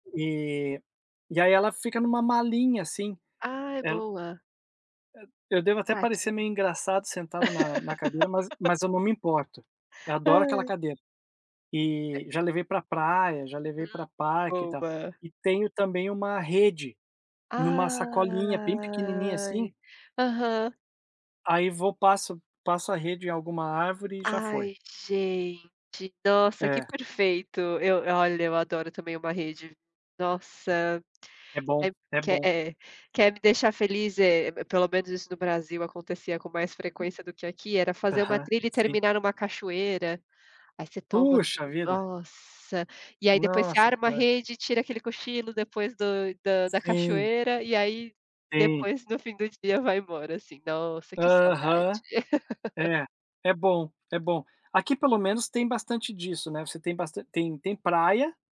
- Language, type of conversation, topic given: Portuguese, unstructured, Qual passatempo faz você se sentir mais feliz?
- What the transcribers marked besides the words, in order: laugh; drawn out: "Ai"; tapping; unintelligible speech; laugh